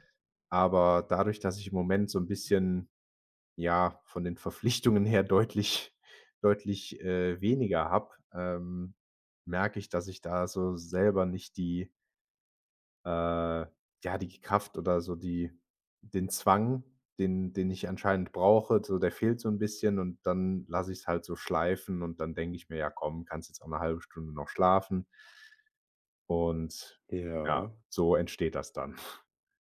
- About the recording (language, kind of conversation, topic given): German, advice, Warum fällt es dir schwer, einen regelmäßigen Schlafrhythmus einzuhalten?
- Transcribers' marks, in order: other background noise; laughing while speaking: "Verpflichtungen her deutlich"; exhale